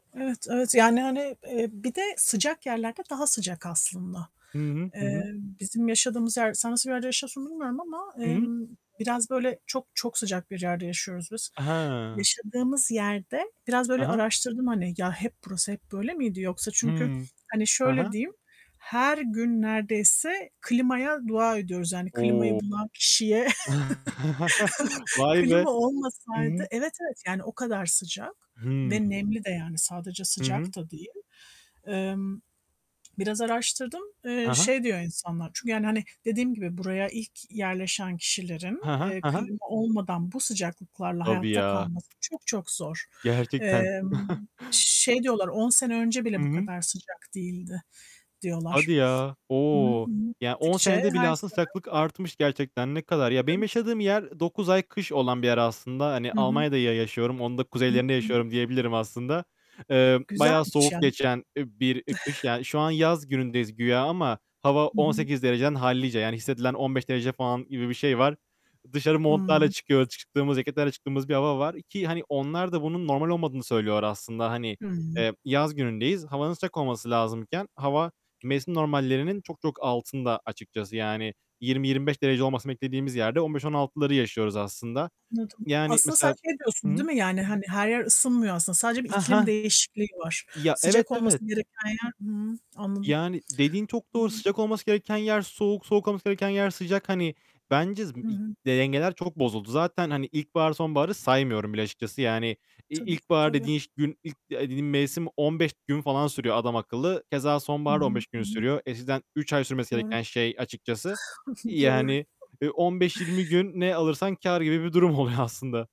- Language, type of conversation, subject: Turkish, unstructured, Sizce iklim değişikliğini yeterince ciddiye alıyor muyuz?
- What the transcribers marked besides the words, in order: other background noise; static; tapping; chuckle; distorted speech; chuckle; tsk; chuckle; giggle; unintelligible speech; chuckle; laughing while speaking: "oluyor"